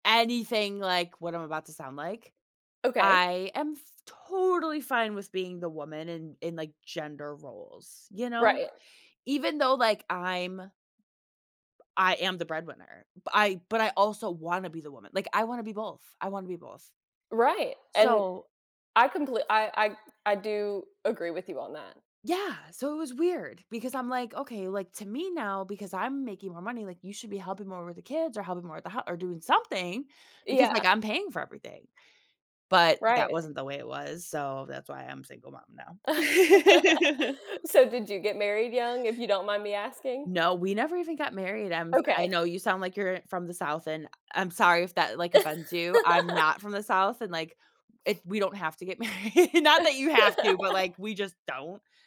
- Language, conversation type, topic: English, unstructured, How might seeing the world through a friend's eyes change your understanding of your own life?
- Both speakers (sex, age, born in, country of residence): female, 25-29, United States, United States; female, 35-39, United States, United States
- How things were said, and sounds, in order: laugh; other background noise; laugh; laughing while speaking: "married"; laugh